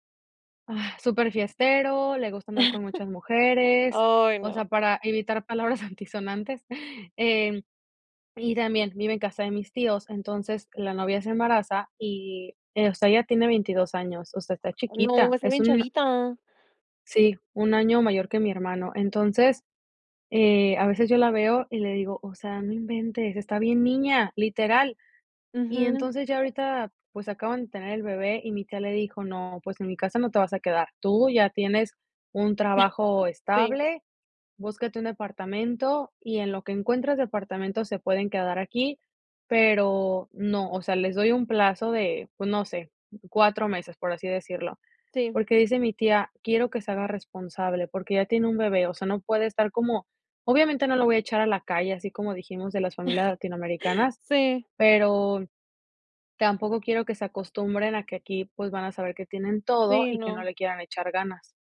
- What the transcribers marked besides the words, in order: disgusted: "Agh"; chuckle; laughing while speaking: "antisonantes"; chuckle; chuckle
- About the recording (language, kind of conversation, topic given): Spanish, podcast, ¿A qué cosas te costó más acostumbrarte cuando vivías fuera de casa?